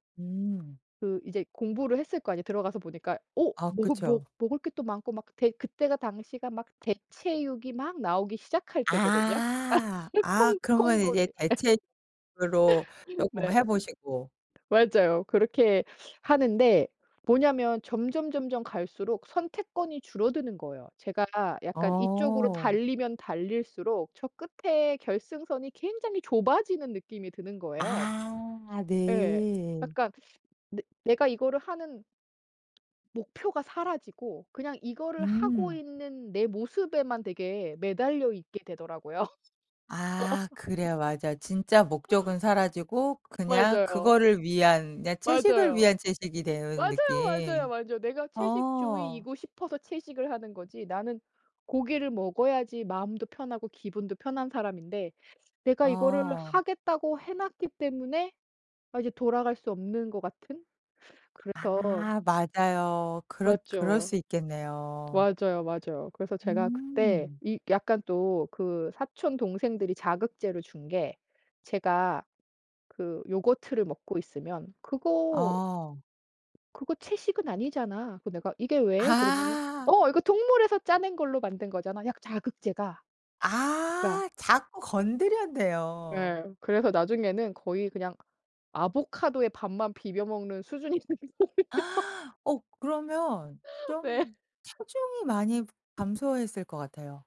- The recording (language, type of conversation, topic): Korean, podcast, 샐러드만 먹으면 정말 건강해질까요?
- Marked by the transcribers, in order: tapping; laugh; other background noise; laughing while speaking: "되더라고요"; laugh; put-on voice: "그거 ...그거 채식은 아니잖아"; put-on voice: "어 이거 동물에서 짜낸 걸로 만든 거잖아"; laughing while speaking: "됐어요"; gasp; laugh; laughing while speaking: "네"